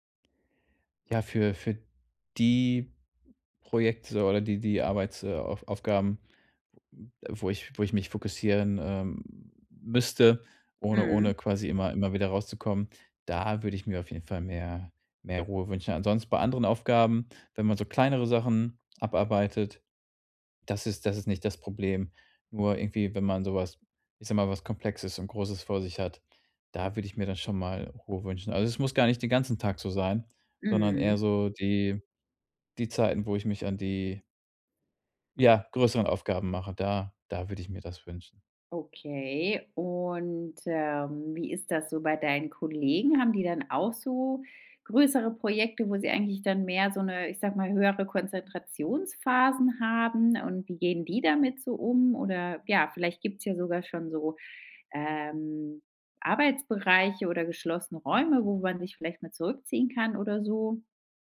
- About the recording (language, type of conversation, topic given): German, advice, Wie setze ich klare Grenzen, damit ich regelmäßige, ungestörte Arbeitszeiten einhalten kann?
- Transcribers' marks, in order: none